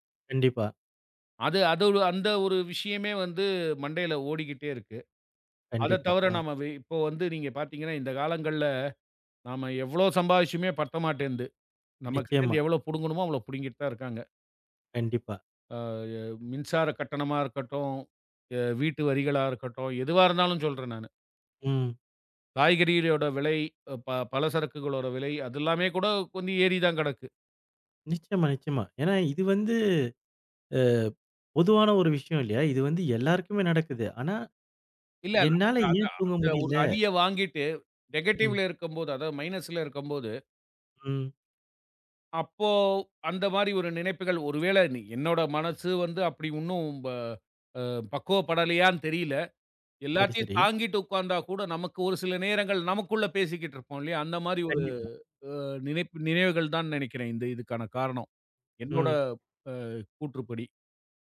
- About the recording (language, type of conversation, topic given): Tamil, podcast, இரவில் தூக்கம் வராமல் இருந்தால் நீங்கள் என்ன செய்கிறீர்கள்?
- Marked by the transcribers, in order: other noise; in English: "நெகட்டிவ்ல"; in English: "மைனஸ்ல"